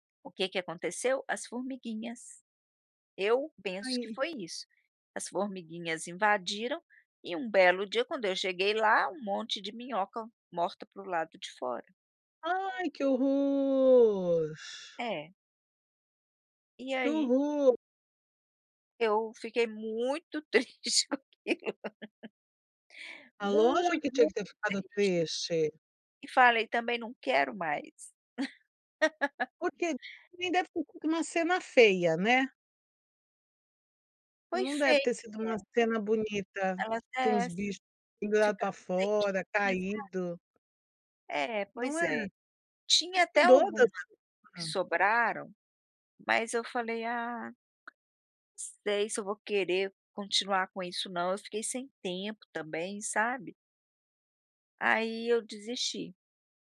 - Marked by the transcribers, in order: drawn out: "horror"; laughing while speaking: "triste com aquilo"; laugh; unintelligible speech; tapping
- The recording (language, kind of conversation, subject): Portuguese, podcast, Como foi sua primeira experiência com compostagem doméstica?